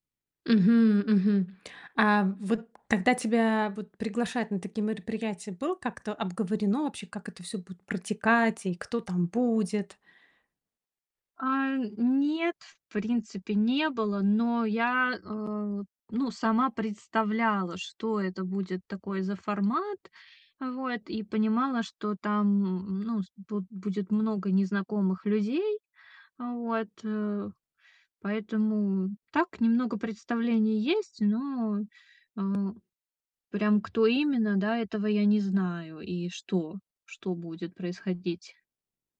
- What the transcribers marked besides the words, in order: tapping
- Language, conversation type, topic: Russian, advice, Почему я чувствую себя одиноко на вечеринках и праздниках?